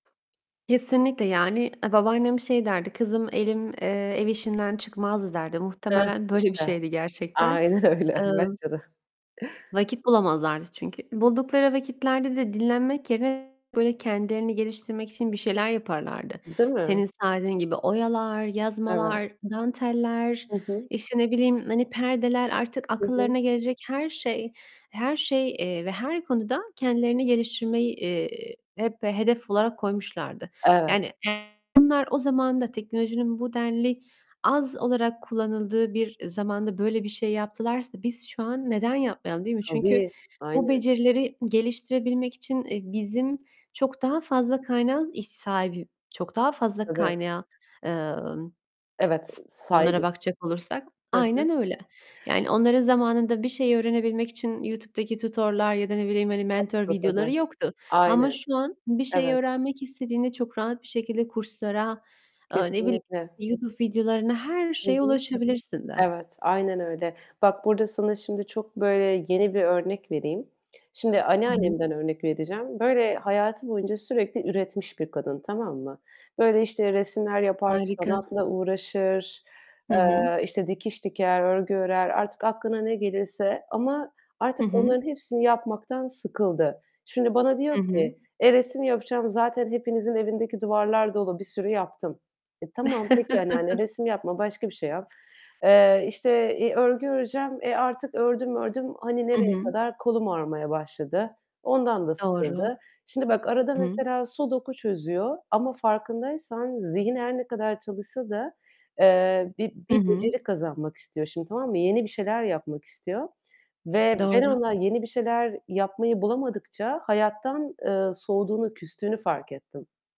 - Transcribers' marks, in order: tapping; other background noise; distorted speech; laughing while speaking: "öyle"; mechanical hum; in English: "tutor'lar"; chuckle
- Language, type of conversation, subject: Turkish, unstructured, Hangi yeni becerileri öğrenmek seni heyecanlandırıyor?